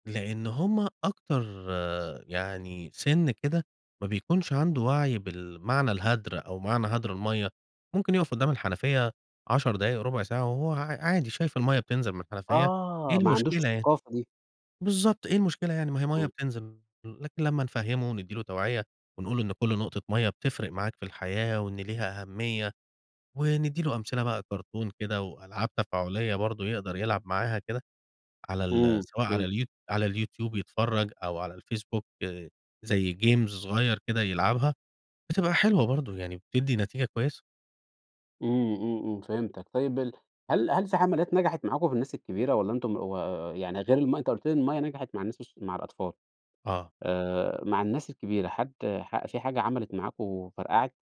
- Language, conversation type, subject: Arabic, podcast, إزاي بتستخدم السوشيال ميديا عشان تعرض شغلك؟
- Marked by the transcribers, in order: in English: "جيمز"